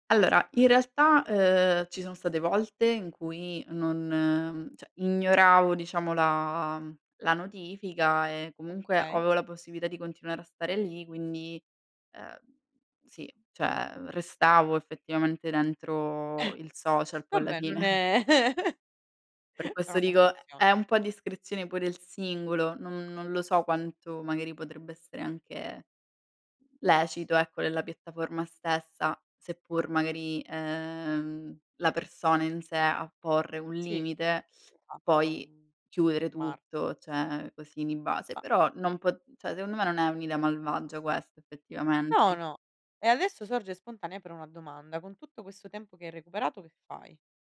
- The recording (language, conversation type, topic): Italian, podcast, Com’è il tuo rapporto con i social media?
- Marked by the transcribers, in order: "cioè" said as "ceh"; chuckle; unintelligible speech; "cioè" said as "ceh"; "cioè" said as "ceh"